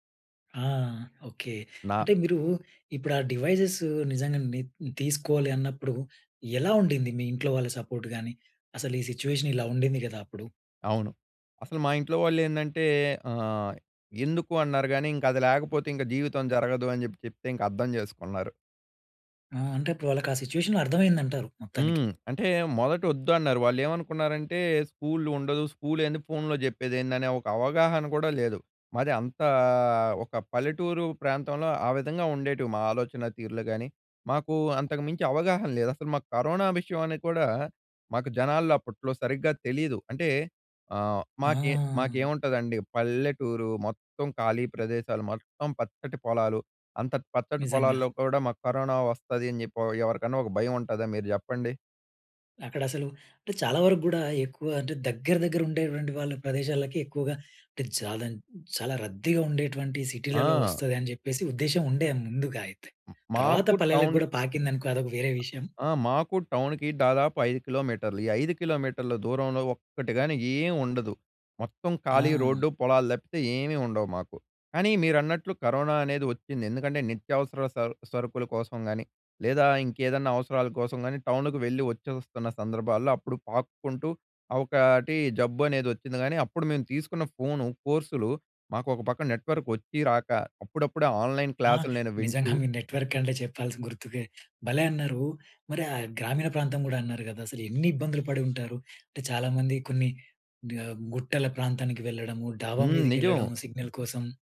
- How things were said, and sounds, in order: swallow; in English: "సపోర్ట్"; in English: "సిట్యుయేషన్"; tapping; in English: "సిట్యుయేషన్"; drawn out: "అంతా"; other noise; in English: "టౌన్‍కి"; in English: "టౌన్‍కి"; in English: "నెట్‌వర్క్"; in English: "నెట్‌వర్క్"; in English: "సిగ్నల్"
- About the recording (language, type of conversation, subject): Telugu, podcast, ఆన్‌లైన్ కోర్సులు మీకు ఎలా ఉపయోగపడాయి?